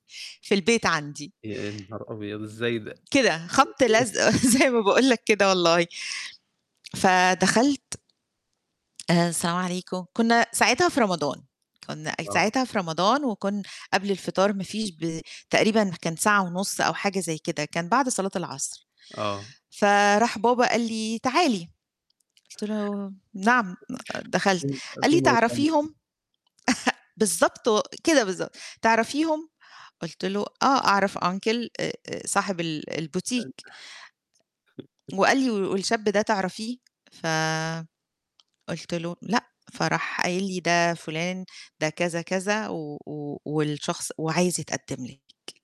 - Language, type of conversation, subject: Arabic, podcast, إيه أحلى صدفة خلتك تلاقي الحب؟
- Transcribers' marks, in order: other noise; laugh; laughing while speaking: "زي ما باقول لك كده والله"; tapping; unintelligible speech; laugh; in English: "uncle"; in French: "البوتيك"; chuckle